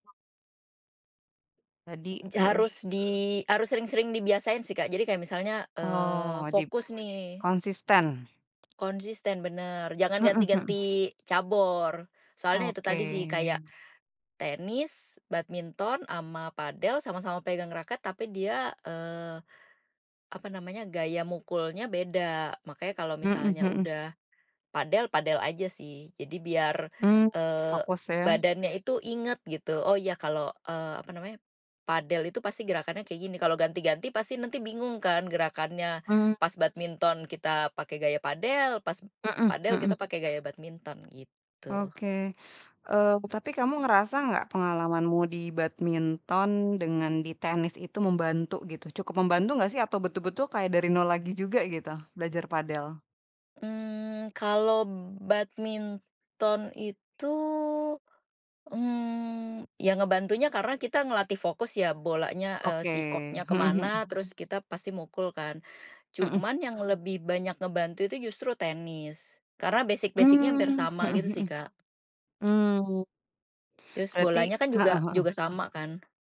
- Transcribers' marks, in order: "Harus" said as "Jarus"; other background noise; other animal sound; in English: "basic-basic-nya"; tapping
- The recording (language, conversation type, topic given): Indonesian, podcast, Jika kamu ingin memberi saran untuk pemula, apa tiga hal terpenting yang perlu mereka perhatikan?